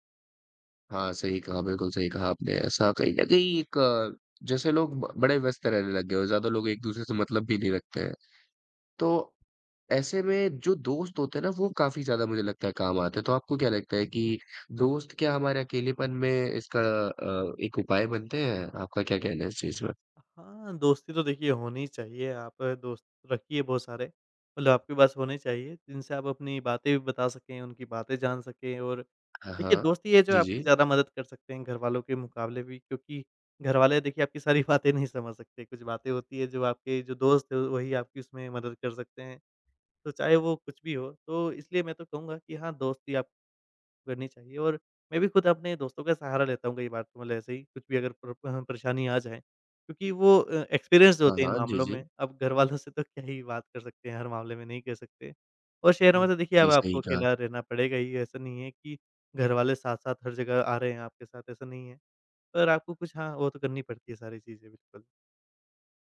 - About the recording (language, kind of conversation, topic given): Hindi, podcast, शहर में अकेलापन कम करने के क्या तरीके हो सकते हैं?
- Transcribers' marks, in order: tapping; in English: "एक्सपिरिएंस्ड"; laughing while speaking: "से तो"